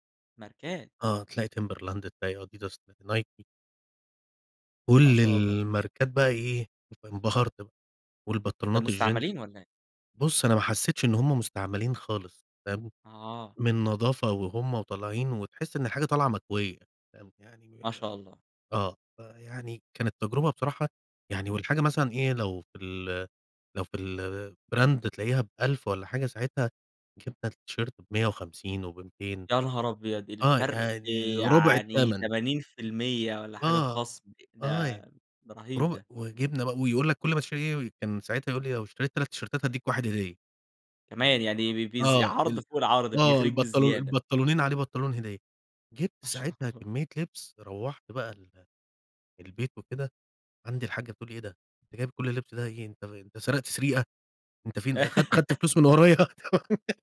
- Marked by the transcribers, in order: in English: "الbrand"; in English: "التيشرت"; in English: "تيشيرتات"; laughing while speaking: "ما شاء الله!"; giggle; laughing while speaking: "من ورايا؟!"; giggle
- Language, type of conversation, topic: Arabic, podcast, إيه رأيك في شراء ولبس الهدوم المستعملة؟